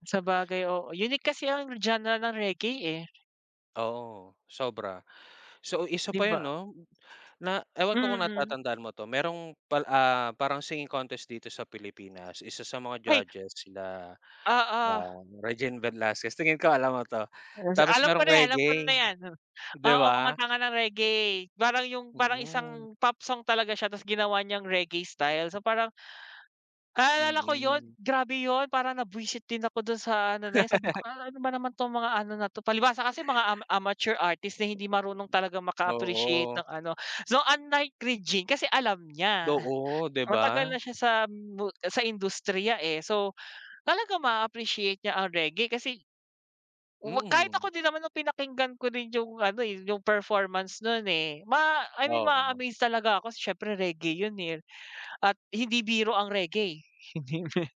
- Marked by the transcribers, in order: laugh; other noise; chuckle
- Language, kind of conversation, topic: Filipino, unstructured, Anong klaseng musika ang palagi mong pinakikinggan?